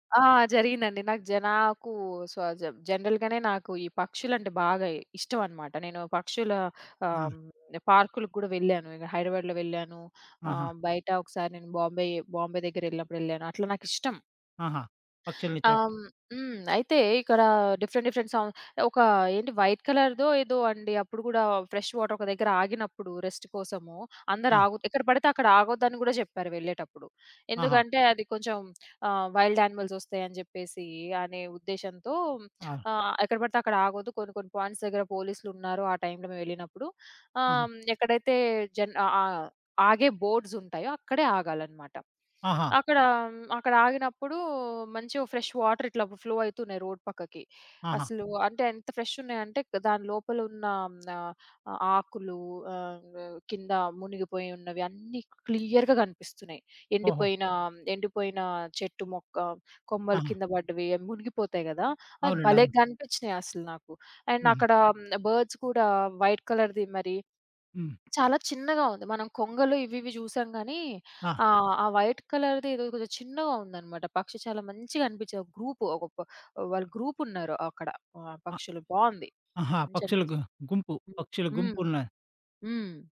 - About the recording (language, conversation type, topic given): Telugu, podcast, ప్రకృతిలో ఉన్నప్పుడు శ్వాసపై దృష్టి పెట్టడానికి మీరు అనుసరించే ప్రత్యేకమైన విధానం ఏమైనా ఉందా?
- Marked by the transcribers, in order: in English: "జనరల్‌గానే"; in English: "డిఫరెంట్ డిఫరెంట్ సౌ"; in English: "వైట్ కలర్‌దో"; in English: "ఫ్రెష్ వాటర్"; in English: "రెస్ట్"; tapping; in English: "వైల్డ్ యానిమల్స్"; in English: "పాయింట్స్"; in English: "బోర్డ్స్"; in English: "ఫ్రెష్ వాటర్"; in English: "ఫ్లో"; in English: "రోడ్"; in English: "ఫ్రెష్"; in English: "క్లియర్‌గా"; in English: "అండ్"; in English: "బర్డ్స్"; in English: "వైట్ కలర్‌ది"; in English: "వైట్ కలర్‌ది"